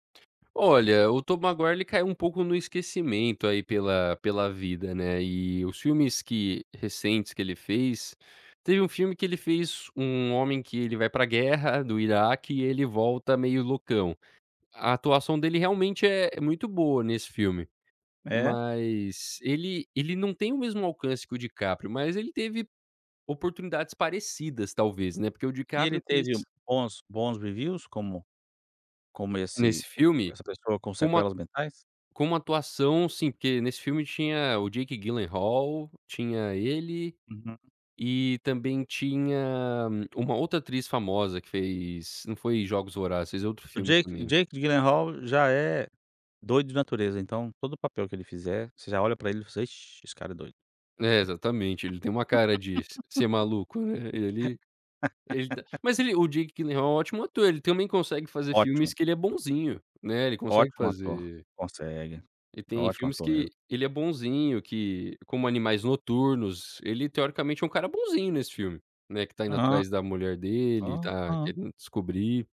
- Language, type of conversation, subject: Portuguese, podcast, Me conta sobre um filme que marcou sua vida?
- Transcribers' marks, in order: in English: "reviews"; laugh